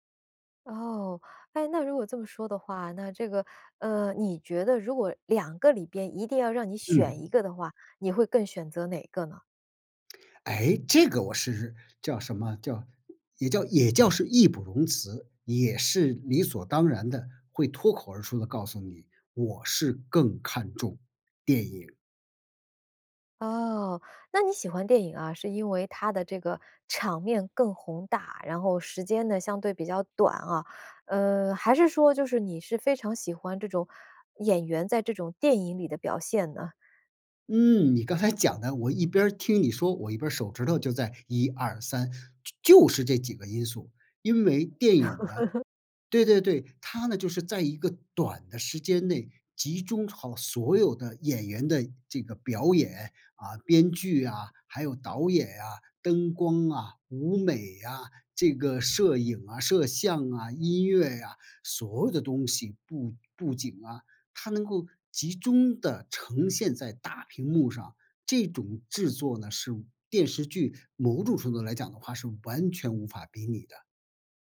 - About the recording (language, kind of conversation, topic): Chinese, podcast, 你觉得追剧和看电影哪个更上瘾？
- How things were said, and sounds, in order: lip smack; laughing while speaking: "刚才讲的"; laugh